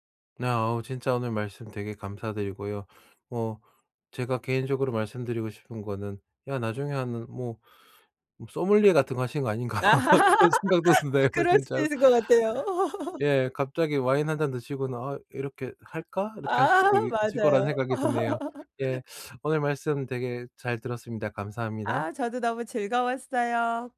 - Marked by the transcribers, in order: laughing while speaking: "아닌가 그런 생각도 드네요 진짜로"; laugh; laughing while speaking: "아 그럴 수도 있을 것 같아요"; laughing while speaking: "아 맞아요"; laugh
- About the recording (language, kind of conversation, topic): Korean, podcast, 평생학습을 시작하게 된 계기는 무엇이었나요?